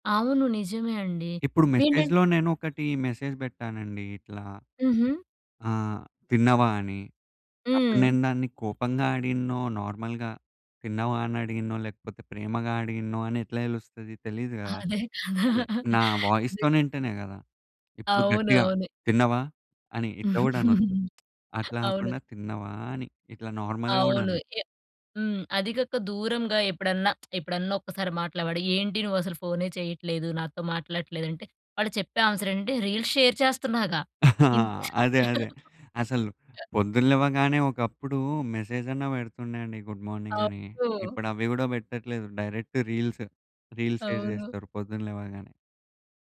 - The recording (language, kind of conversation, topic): Telugu, podcast, లైక్‌లు, కామెంట్లు నిజమైన మద్దతు ఇవ్వగలవా?
- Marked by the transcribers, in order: in English: "మెసేజ్‌లో"; in English: "మెసేజ్"; in English: "నార్మల్‌గా"; laughing while speaking: "అదే కదా!"; in English: "వాయిస్‌తోని"; laugh; tapping; in English: "నార్మల్‌గా"; lip smack; in English: "ఆన్సర్"; chuckle; in English: "రీల్స్ షేర్"; laugh; in English: "మెసేజ్"; in English: "గుడ్ మార్నింగ్"; in English: "డైరెక్ట్ రీల్స్. రీల్స్ షేర్"